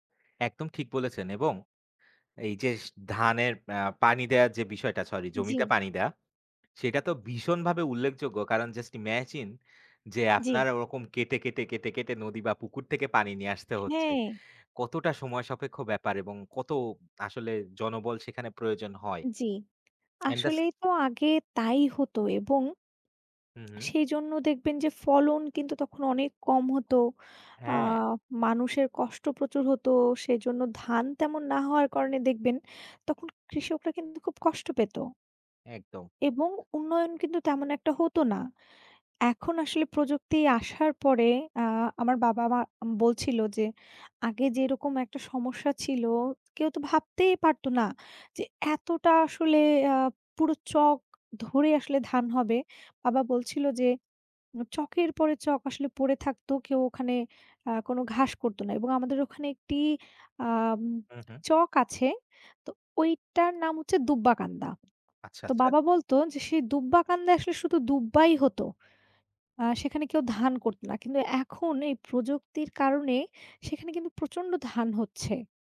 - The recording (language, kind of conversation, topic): Bengali, unstructured, তোমার জীবনে প্রযুক্তি কী ধরনের সুবিধা এনে দিয়েছে?
- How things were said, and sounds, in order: in English: "just imagine"